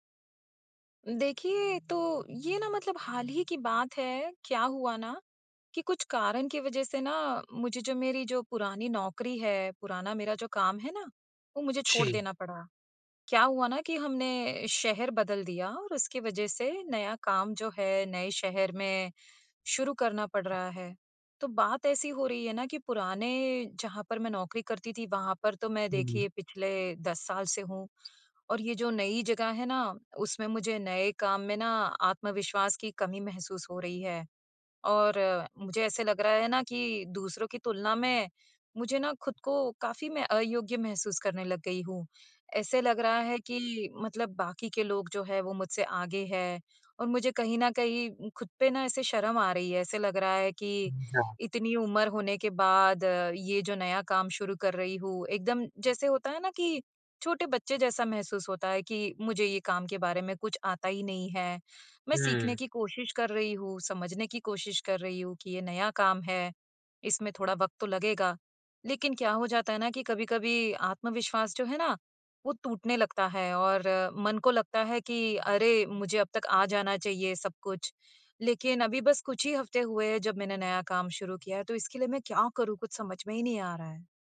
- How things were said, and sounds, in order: none
- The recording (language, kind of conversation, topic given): Hindi, advice, मैं नए काम में आत्मविश्वास की कमी महसूस करके खुद को अयोग्य क्यों मान रहा/रही हूँ?